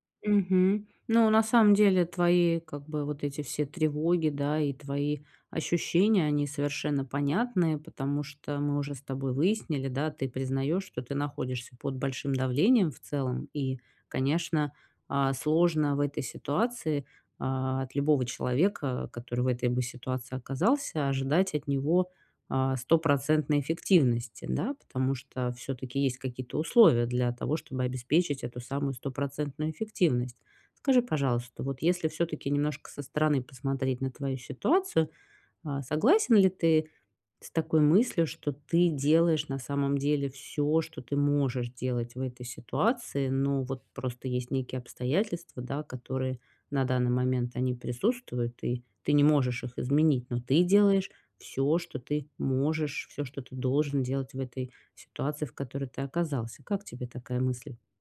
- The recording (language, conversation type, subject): Russian, advice, Как перестать корить себя за отдых и перерывы?
- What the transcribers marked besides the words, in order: other noise